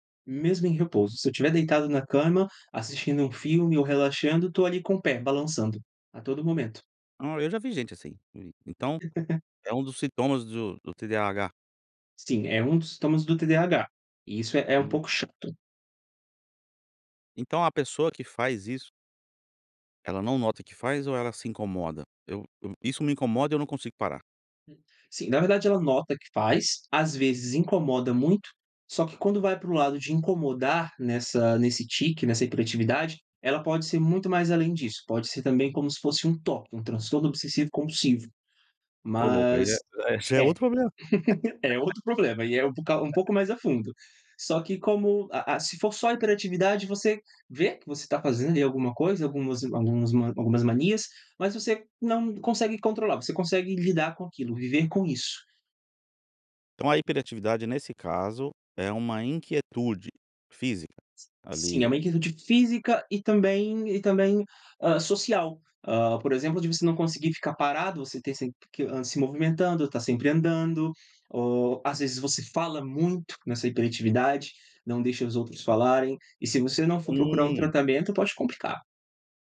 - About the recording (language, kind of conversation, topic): Portuguese, podcast, Você pode contar sobre uma vez em que deu a volta por cima?
- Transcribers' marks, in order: laugh; chuckle; laugh